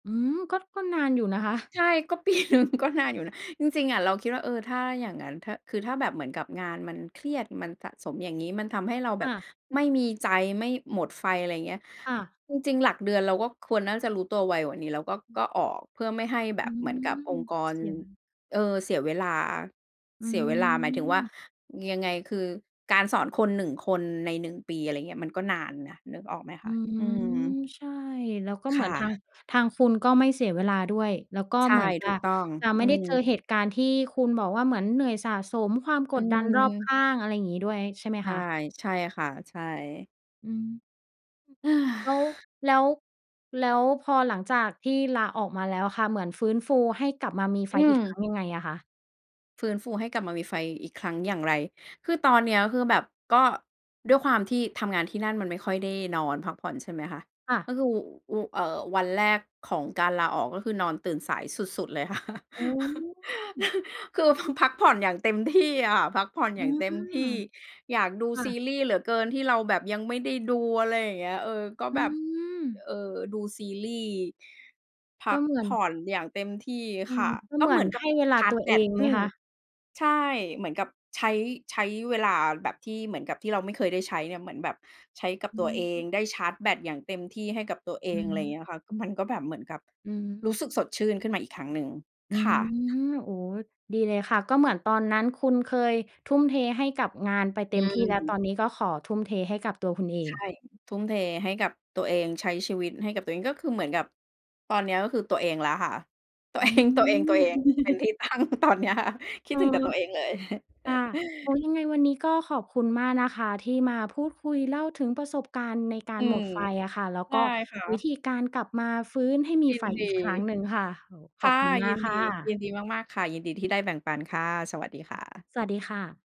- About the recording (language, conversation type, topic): Thai, podcast, อะไรคือสาเหตุที่ทำให้คุณรู้สึกหมดไฟในการทำงาน?
- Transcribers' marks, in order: laughing while speaking: "ปีหนึ่ง ก็นานอยู่นะ"; laughing while speaking: "ค่ะ"; laugh; laughing while speaking: "เอง"; chuckle; laughing while speaking: "ตั้งตอนเนี้ยค่ะ"; chuckle; other background noise